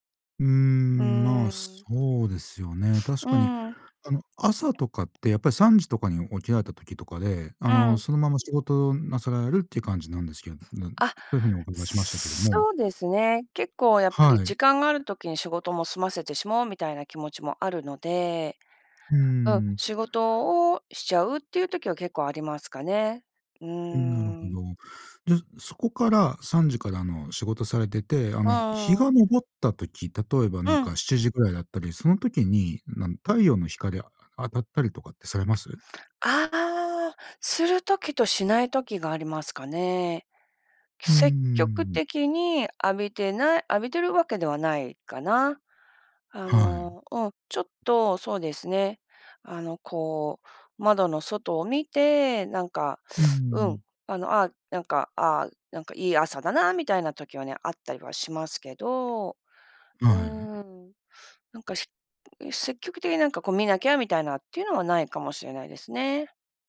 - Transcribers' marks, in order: other noise
- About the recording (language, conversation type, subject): Japanese, advice, 生活リズムが乱れて眠れず、健康面が心配なのですがどうすればいいですか？
- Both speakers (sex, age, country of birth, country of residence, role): female, 50-54, Japan, United States, user; male, 40-44, Japan, Japan, advisor